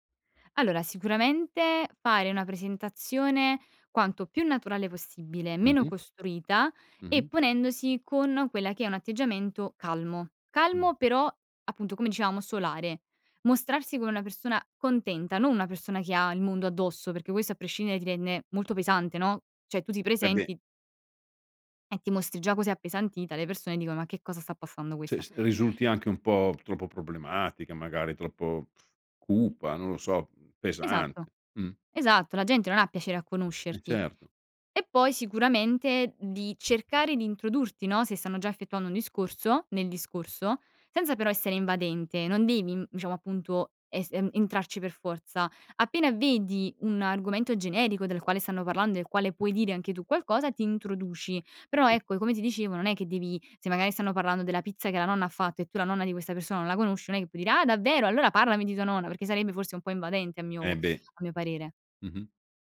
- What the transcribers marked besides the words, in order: other background noise
- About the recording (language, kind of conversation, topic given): Italian, podcast, Come può un sorriso cambiare un incontro?